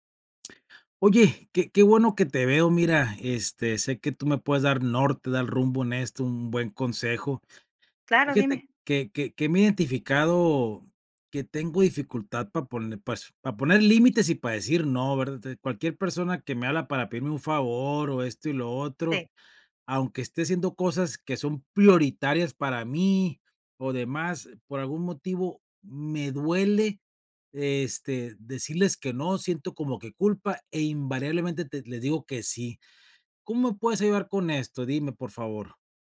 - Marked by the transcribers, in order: none
- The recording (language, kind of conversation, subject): Spanish, advice, ¿En qué situaciones te cuesta decir "no" y poner límites personales?